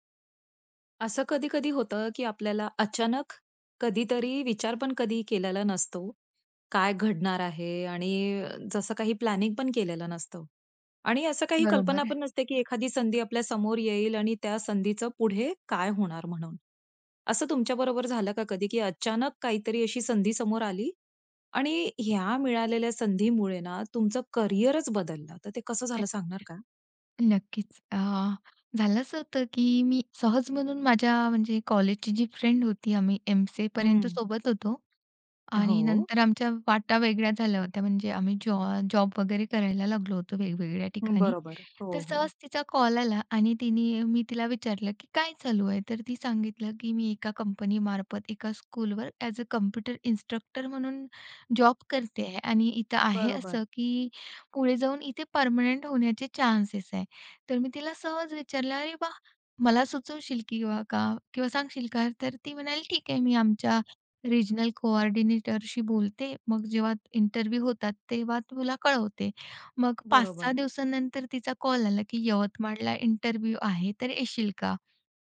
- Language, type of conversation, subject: Marathi, podcast, अचानक मिळालेल्या संधीने तुमचं करिअर कसं बदललं?
- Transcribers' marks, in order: in English: "प्लॅनिंग"; other noise; in English: "फ्रेंड"; in English: "स्कूलवर एएस अ"; in English: "इन्स्ट्रक्टर"; in English: "इंटरव्ह्यू"; in English: "इंटरव्ह्यू"